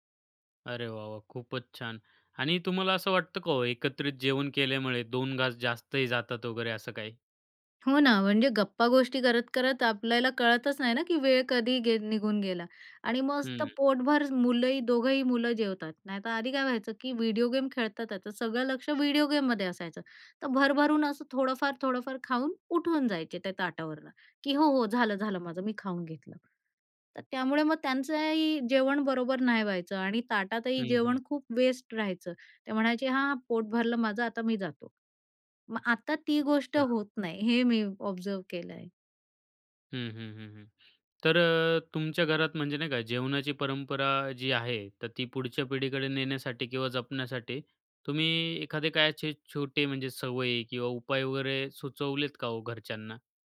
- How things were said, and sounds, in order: in English: "गेम"; in English: "गेममध्ये"; other background noise; in English: "ऑब्झर्व्ह"
- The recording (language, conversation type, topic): Marathi, podcast, एकत्र जेवण हे परंपरेच्या दृष्टीने तुमच्या घरी कसं असतं?